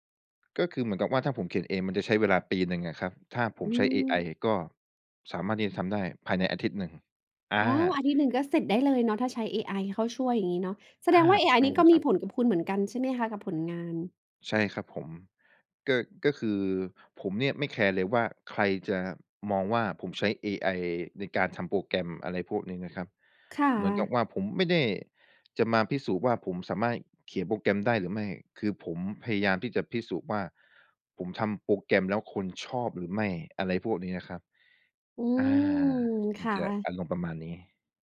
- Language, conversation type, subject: Thai, podcast, คุณรับมือกับความอยากให้ผลงานสมบูรณ์แบบอย่างไร?
- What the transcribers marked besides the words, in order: drawn out: "อืม"